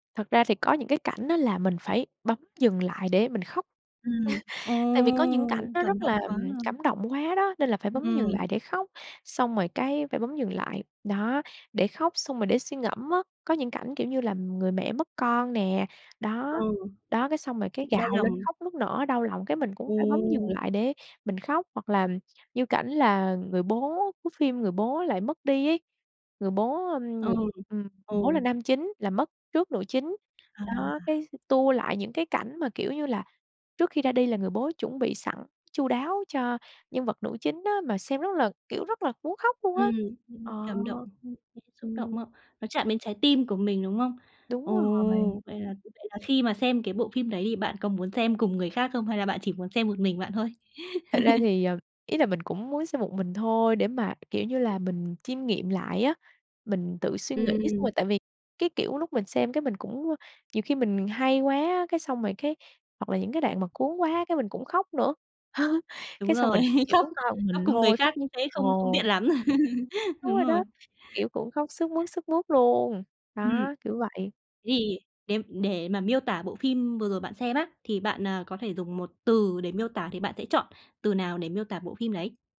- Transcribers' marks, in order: laugh; drawn out: "Ồ!"; background speech; tapping; other background noise; unintelligible speech; laugh; laughing while speaking: "rồi"; laugh; other noise; laugh
- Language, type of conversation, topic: Vietnamese, podcast, Bạn từng cày bộ phim bộ nào đến mức mê mệt, và vì sao?